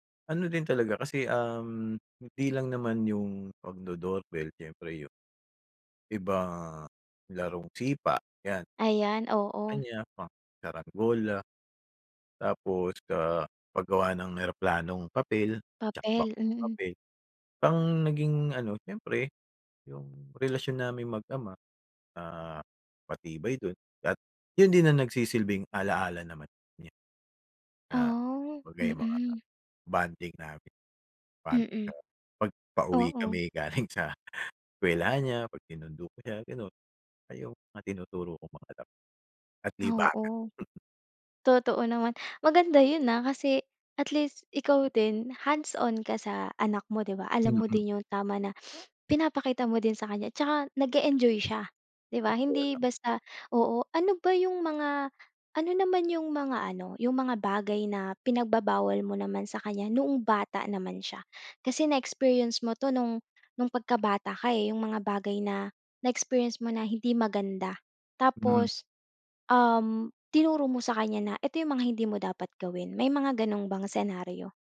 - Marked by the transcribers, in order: tapping; chuckle; other background noise; sniff
- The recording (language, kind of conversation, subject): Filipino, podcast, Kapag naaalala mo ang pagkabata mo, anong alaala ang unang sumasagi sa isip mo?